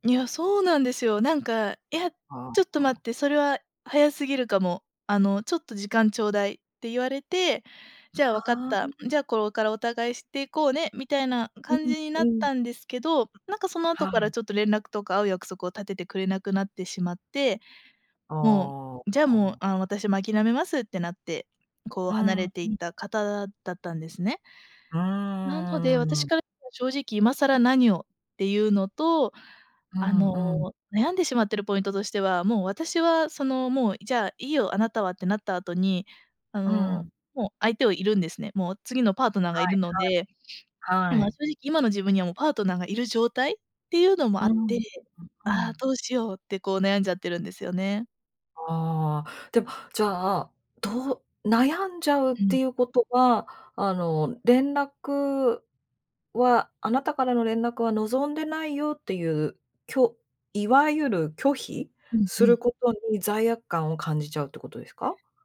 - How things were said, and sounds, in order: none
- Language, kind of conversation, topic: Japanese, advice, 相手からの連絡を無視すべきか迷っている
- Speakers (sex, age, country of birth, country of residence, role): female, 25-29, Japan, Japan, user; female, 45-49, Japan, United States, advisor